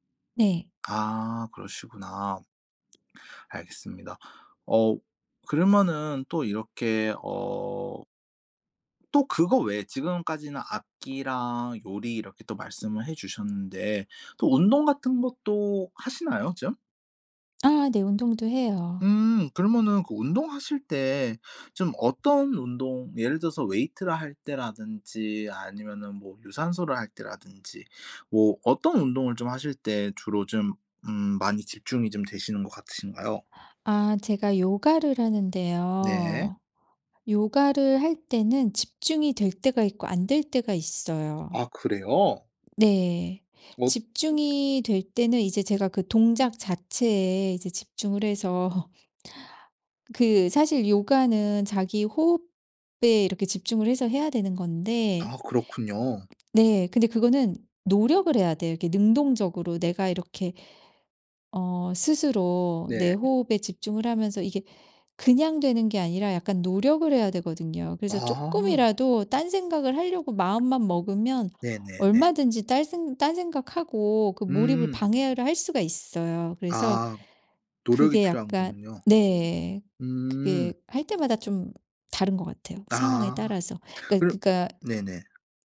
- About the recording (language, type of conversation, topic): Korean, podcast, 어떤 활동을 할 때 완전히 몰입하시나요?
- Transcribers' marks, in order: tapping; other background noise; laughing while speaking: "해서"